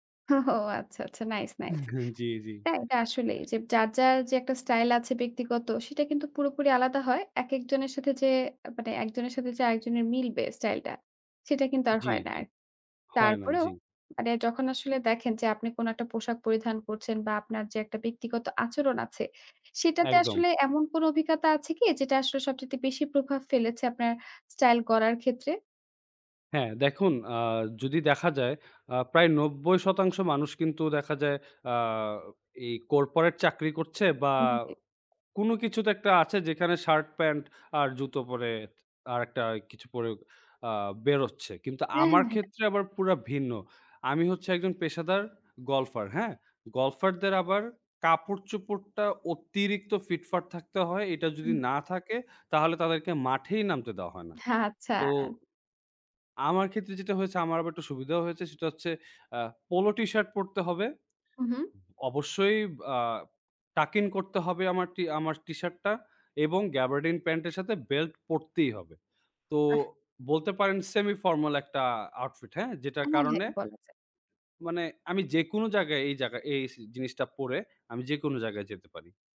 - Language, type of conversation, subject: Bengali, podcast, কোন অভিজ্ঞতা তোমার ব্যক্তিগত স্টাইল গড়তে সবচেয়ে বড় ভূমিকা রেখেছে?
- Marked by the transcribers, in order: in English: "tucking"; in English: "gabardin"; in English: "semi formal"; in English: "outfit"